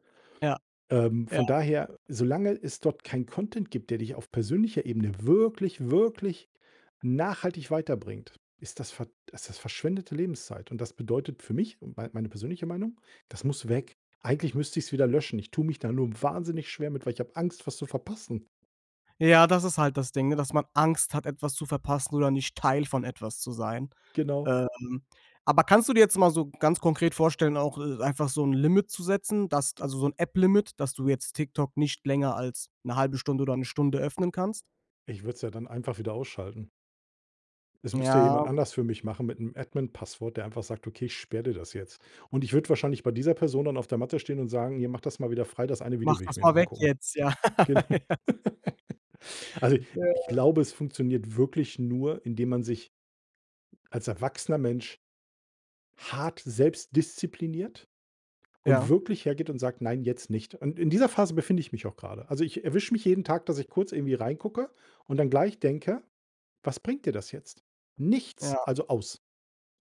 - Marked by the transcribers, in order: stressed: "wirklich, wirklich"; laughing while speaking: "ja, ja"; laugh
- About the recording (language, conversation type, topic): German, podcast, Wie gehst du im Alltag mit Smartphone-Sucht um?